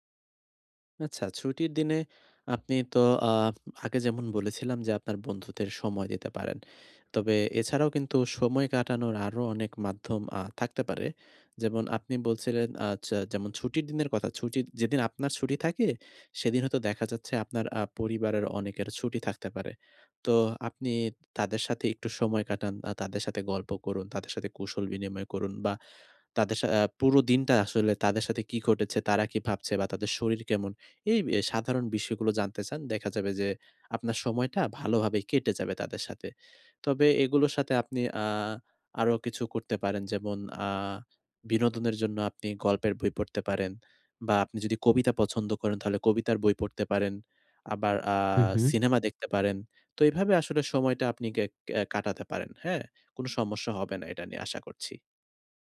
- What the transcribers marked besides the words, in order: tapping
- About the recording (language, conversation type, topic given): Bengali, advice, ছুটির দিনে কীভাবে চাপ ও হতাশা কমাতে পারি?